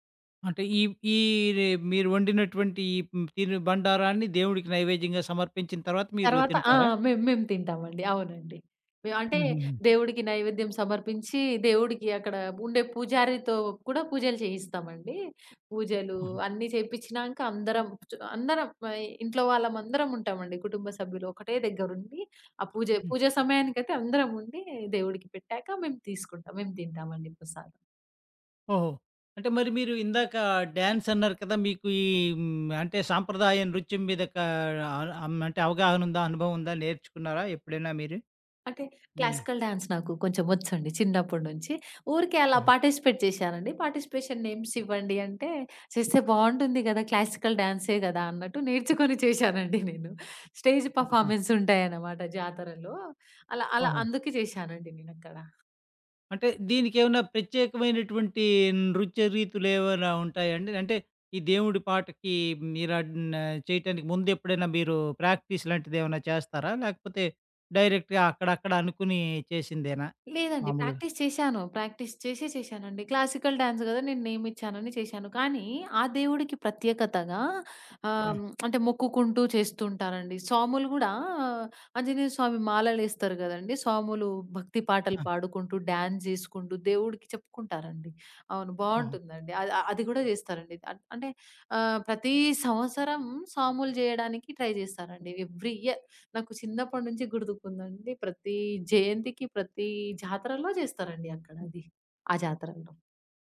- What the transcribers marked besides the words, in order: other background noise; in English: "క్లాసికల్ డాన్స్"; in English: "పార్టిసిపేట్"; in English: "పార్టిసిపేషన్ నేమ్స్"; in English: "క్లాసికల్"; in English: "స్టేజ్ పెర్ఫార్మన్స్"; in English: "ప్రాక్టీస్"; in English: "డైరెక్ట్‌గా"; in English: "ప్రాక్టీస్"; in English: "ప్రాక్టీస్"; in English: "క్లాసికల్ డాన్స్"; lip smack; in English: "ట్రై"; in English: "ఎవ్రి ఇయర్"
- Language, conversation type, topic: Telugu, podcast, మీ ఊర్లో జరిగే జాతరల్లో మీరు ఎప్పుడైనా పాల్గొన్న అనుభవం ఉందా?